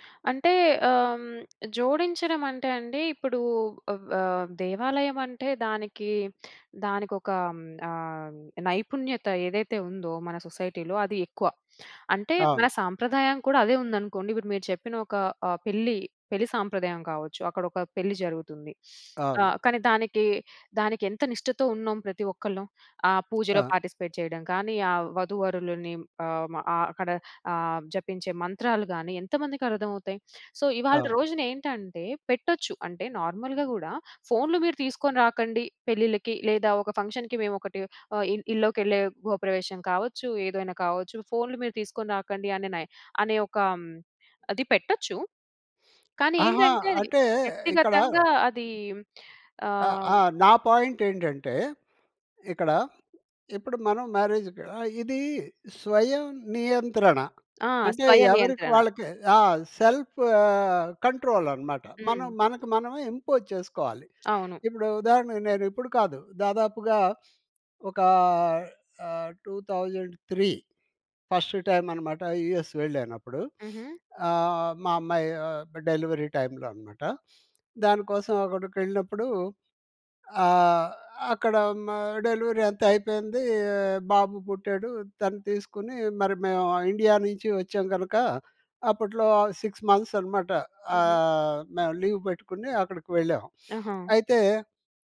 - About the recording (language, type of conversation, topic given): Telugu, podcast, మల్టీటాస్కింగ్ తగ్గించి ఫోకస్ పెంచేందుకు మీరు ఏ పద్ధతులు పాటిస్తారు?
- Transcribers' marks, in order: tapping; in English: "సొసైటీలో"; sniff; in English: "పార్టిసిపేట్"; in English: "సో"; in English: "నార్మల్‌గా"; in English: "ఫంక్షన్‌కి"; in English: "పాయింట్"; in English: "సెల్ఫ్"; in English: "కంట్రోల్"; in English: "ఇంపోజ్"; drawn out: "ఒక"; in English: "టూ థౌసండ్ త్రీ ఫస్టు టైమ్"; sniff; in English: "డెలివరీ టైమ్‌లో"; in English: "డెలివరీ"; in English: "సిక్స్ మంత్స్"; in English: "లీవ్"; sniff